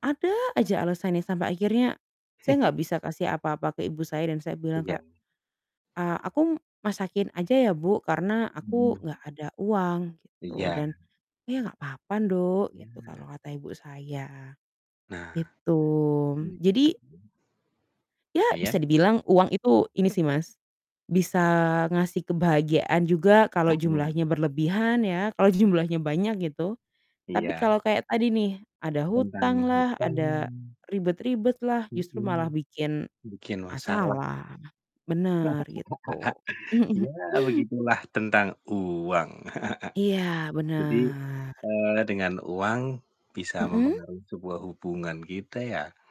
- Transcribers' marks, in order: chuckle; static; other background noise; in Javanese: "nduk"; unintelligible speech; distorted speech; laugh; laugh; chuckle
- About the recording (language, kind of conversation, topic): Indonesian, unstructured, Apa pengalaman paling mengejutkan yang pernah kamu alami terkait uang?